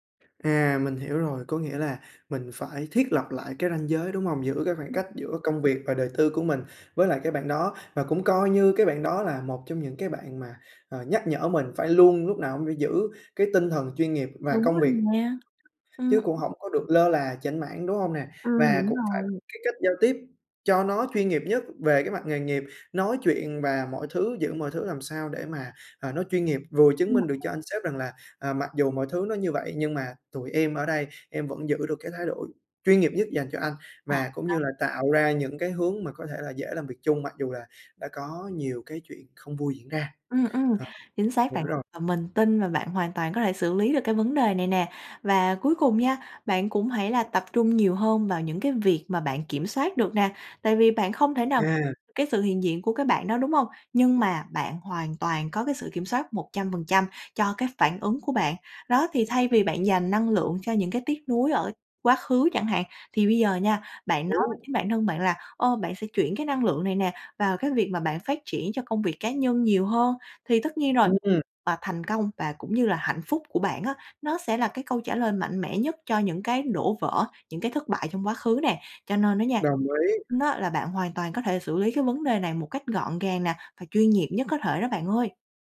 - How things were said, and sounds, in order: other background noise
- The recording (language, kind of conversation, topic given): Vietnamese, advice, Làm sao để tiếp tục làm việc chuyên nghiệp khi phải gặp người yêu cũ ở nơi làm việc?